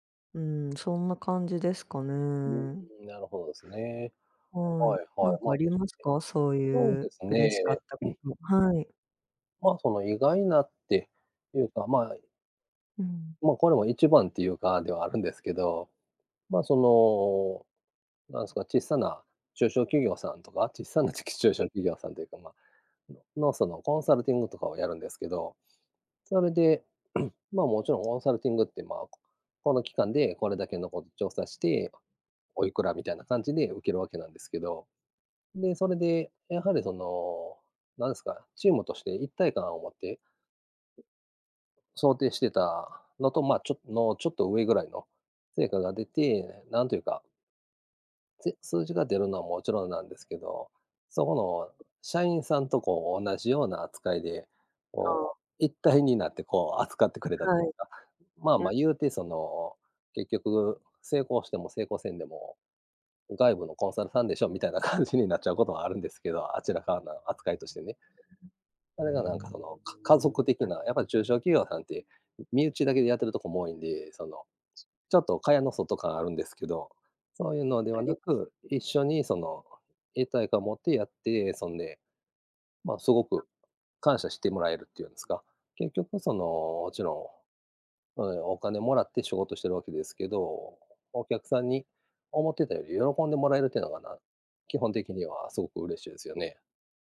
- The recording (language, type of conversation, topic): Japanese, unstructured, 仕事で一番嬉しかった経験は何ですか？
- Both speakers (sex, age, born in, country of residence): female, 30-34, Japan, Japan; male, 50-54, Japan, Japan
- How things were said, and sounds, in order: unintelligible speech; throat clearing; laughing while speaking: "ちっさな、ちき 中小企業さんというか"; throat clearing; "コンサルティング" said as "オンサルティング"; laughing while speaking: "感じに"; unintelligible speech; other background noise; unintelligible speech; unintelligible speech